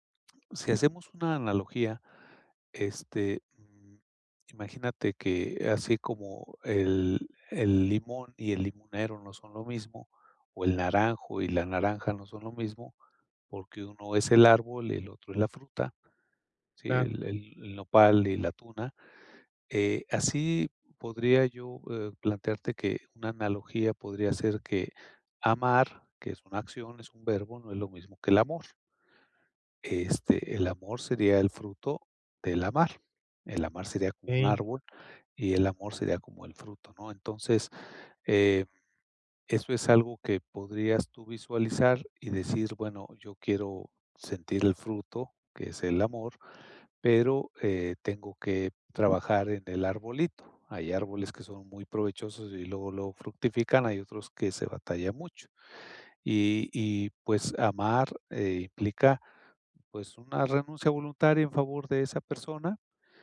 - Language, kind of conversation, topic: Spanish, advice, ¿Cómo puedo comunicar lo que necesito sin sentir vergüenza?
- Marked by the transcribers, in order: none